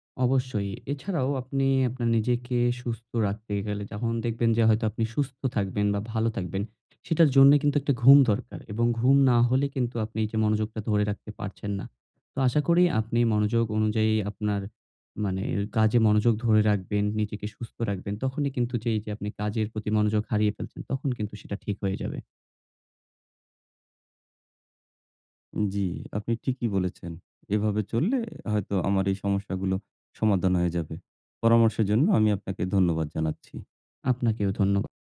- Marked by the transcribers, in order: none
- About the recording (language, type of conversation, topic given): Bengali, advice, কাজের সময় মনোযোগ ধরে রাখতে আপনার কি বারবার বিভ্রান্তি হয়?